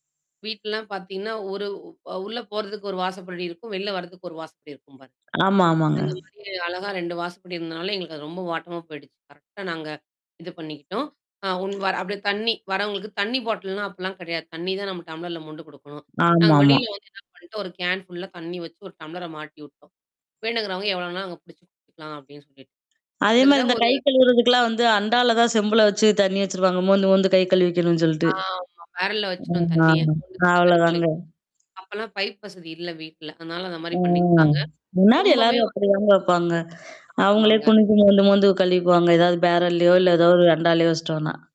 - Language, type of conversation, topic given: Tamil, podcast, பெரிய விருந்துக்கான உணவுப் பட்டியலை நீங்கள் எப்படி திட்டமிடுகிறீர்கள்?
- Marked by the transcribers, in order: other noise; other background noise; distorted speech; in English: "கரெக்ட்டா"; tongue click; in English: "பாட்டில்லாம்"; in English: "டம்ளர்ல"; in English: "கேன் ஃபுல்லா"; in English: "டம்ளர"; in English: "பேரல்ல"; unintelligible speech; static; drawn out: "ஆ"